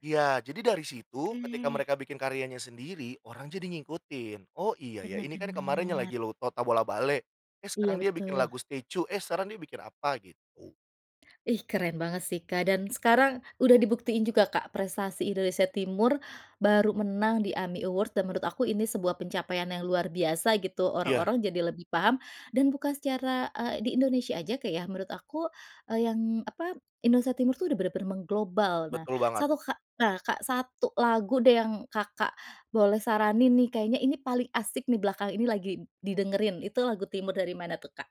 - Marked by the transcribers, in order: none
- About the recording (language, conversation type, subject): Indonesian, podcast, Pernahkah kamu tertarik pada musik dari budaya lain, dan bagaimana ceritanya?